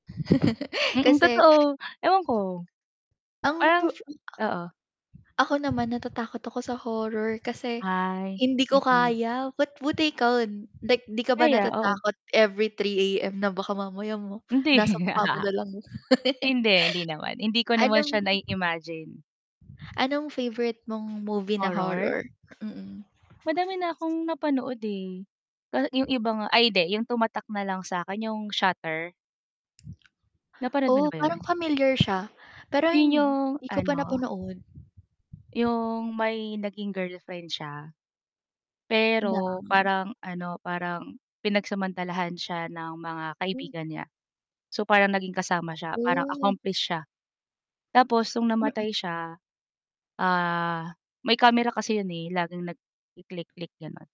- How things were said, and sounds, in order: static; chuckle; wind; tongue click; chuckle; chuckle; other background noise; lip smack
- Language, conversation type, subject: Filipino, unstructured, Ano ang hilig mong gawin kapag may libreng oras ka?